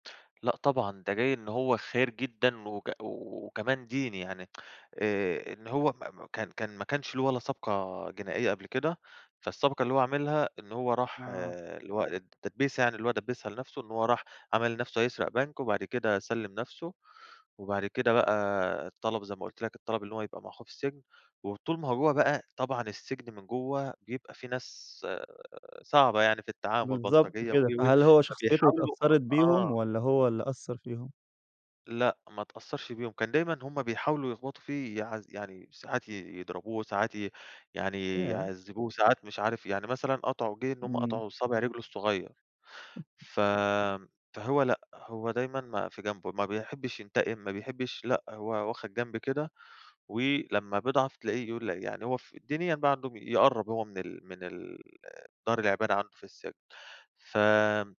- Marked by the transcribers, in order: tapping; tsk; chuckle
- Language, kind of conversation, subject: Arabic, podcast, إيه المسلسل اللي تقدر تتفرّج عليه من غير ما توقّف؟